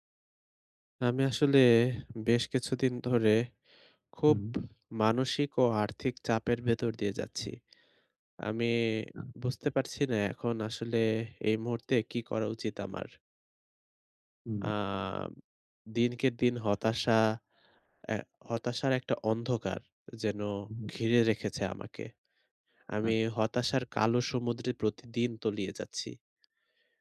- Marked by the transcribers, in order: other background noise; unintelligible speech; tapping
- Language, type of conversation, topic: Bengali, advice, আর্থিক চাপ বেড়ে গেলে আমি কীভাবে মানসিক শান্তি বজায় রেখে তা সামলাতে পারি?